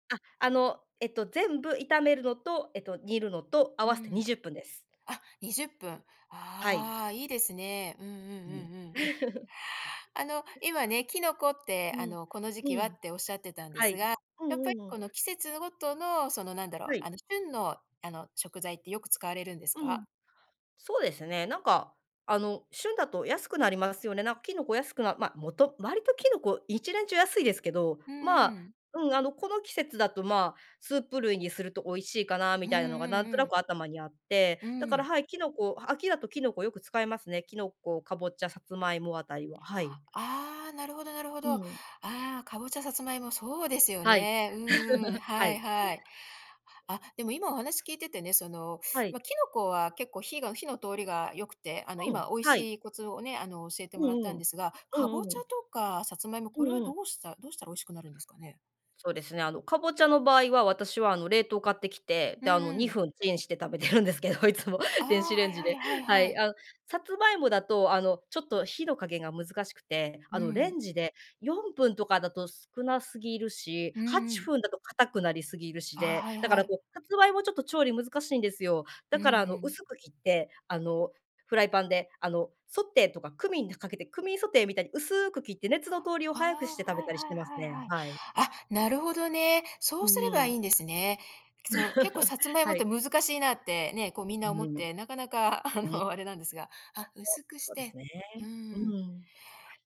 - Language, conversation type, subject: Japanese, podcast, この食材をもっとおいしくするコツはありますか？
- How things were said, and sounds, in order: laugh; other background noise; laugh; laughing while speaking: "食べてるんですけど、いつも"; laugh; unintelligible speech; laughing while speaking: "あの"